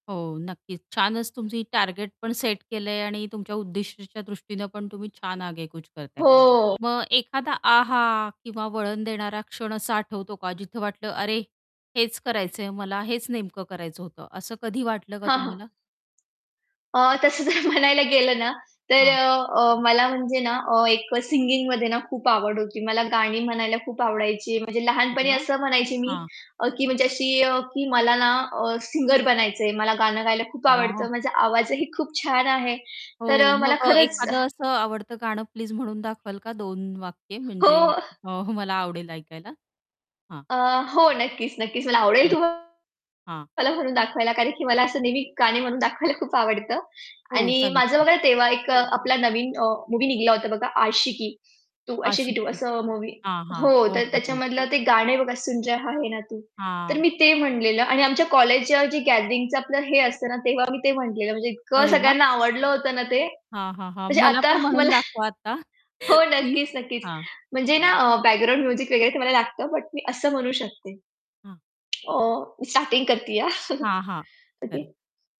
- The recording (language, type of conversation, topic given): Marathi, podcast, शिकण्याचा तुमचा प्रवास कसा सुरू झाला?
- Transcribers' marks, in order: other background noise; tapping; laughing while speaking: "तसं जर म्हणायला"; in English: "सिंगिंगमध्ये"; distorted speech; static; "निघाला" said as "निघला"; in Hindi: "सुन रहा आहे ना तू"; laugh; laughing while speaking: "म्हणजे आता मला"; chuckle; in English: "बॅकग्राऊंड म्युझिक"; chuckle